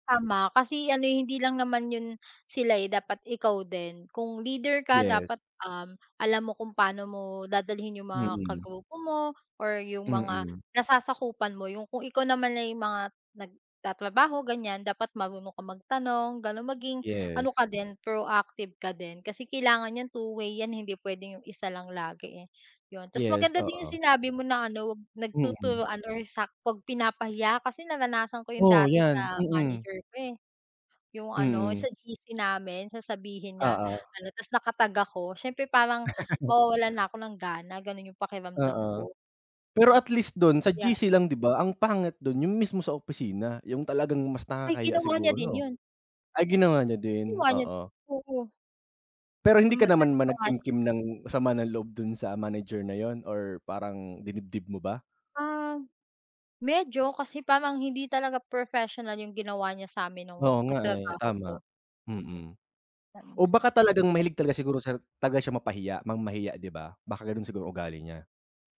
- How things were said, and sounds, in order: other background noise; laugh
- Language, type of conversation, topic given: Filipino, unstructured, Ano ang pinakamahalagang katangian ng isang mabuting katrabaho?
- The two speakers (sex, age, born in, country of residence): female, 25-29, Philippines, Philippines; male, 30-34, Philippines, Philippines